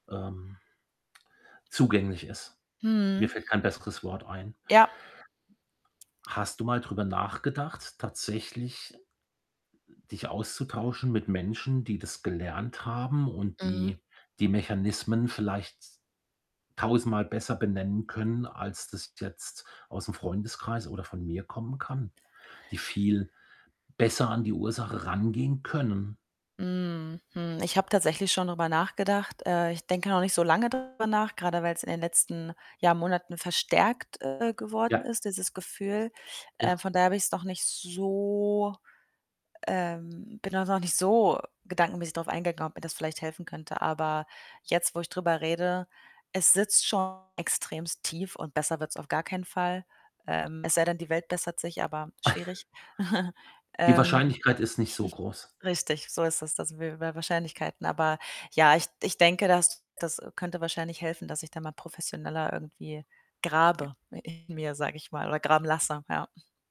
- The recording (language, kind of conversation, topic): German, advice, Wie kann ich Abstand zu negativen Gedanken gewinnen?
- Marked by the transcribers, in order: static; other background noise; other noise; distorted speech; drawn out: "so"; stressed: "so"; tapping; "extrem" said as "extremst"; snort; chuckle; snort; stressed: "grabe"; snort